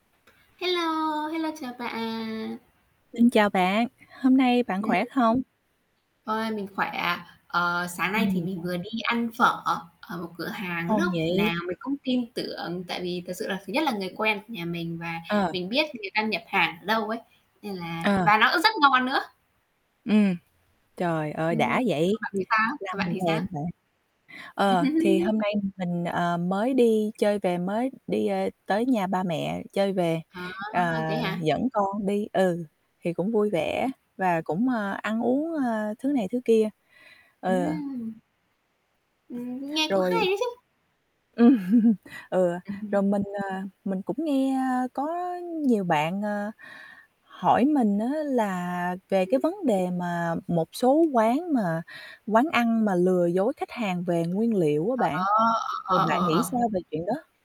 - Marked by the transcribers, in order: static; tapping; distorted speech; laugh; other background noise; laughing while speaking: "Ừ"; alarm
- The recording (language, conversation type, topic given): Vietnamese, unstructured, Bạn nghĩ sao về việc một số quán ăn lừa dối khách hàng về nguyên liệu?